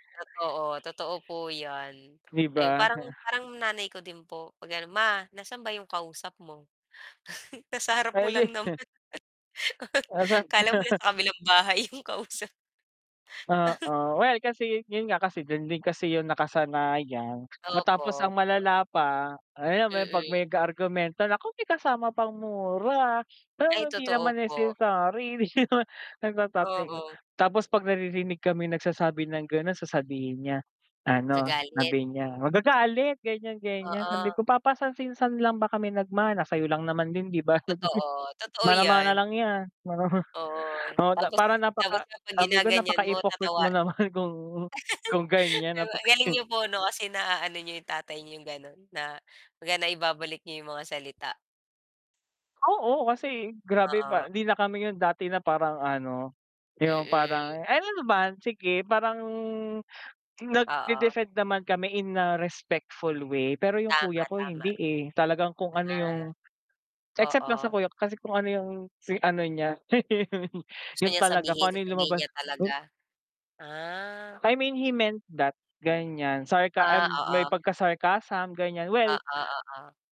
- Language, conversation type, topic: Filipino, unstructured, Paano mo pinapatibay ang relasyon mo sa pamilya?
- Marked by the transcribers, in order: tapping; snort; chuckle; laugh; laughing while speaking: "yung kausap"; scoff; other background noise; scoff; static; laugh; scoff; in English: "respectful way"; laugh; in English: "I mean, he meant that"